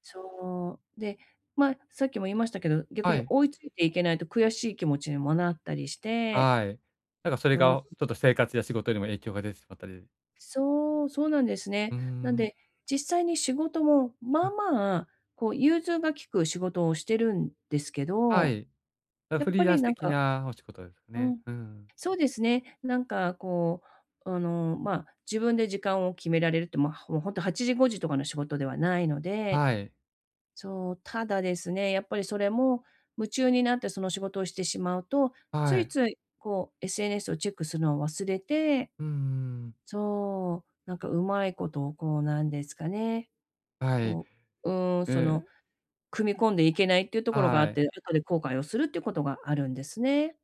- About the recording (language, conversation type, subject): Japanese, advice, 時間不足で趣味に手が回らない
- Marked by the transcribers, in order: other background noise; tapping